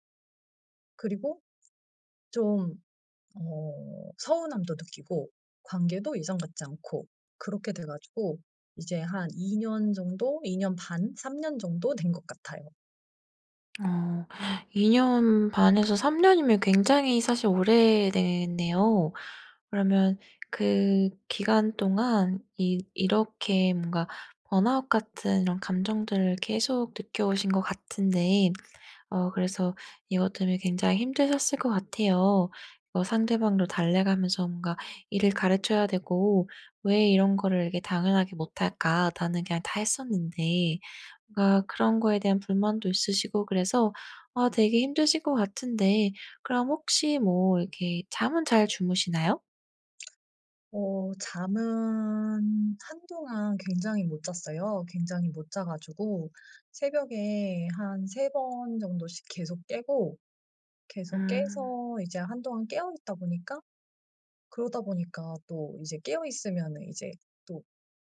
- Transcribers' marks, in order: other background noise; tapping
- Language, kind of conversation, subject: Korean, advice, 일과 삶의 균형 문제로 번아웃 직전이라고 느끼는 상황을 설명해 주실 수 있나요?